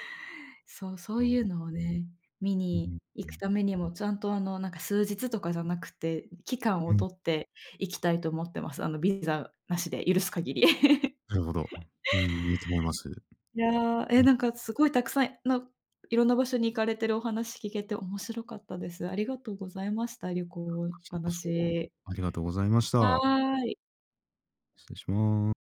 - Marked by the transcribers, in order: laugh; "たくさん" said as "たくさえ"
- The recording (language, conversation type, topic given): Japanese, unstructured, 旅行するとき、どんな場所に行きたいですか？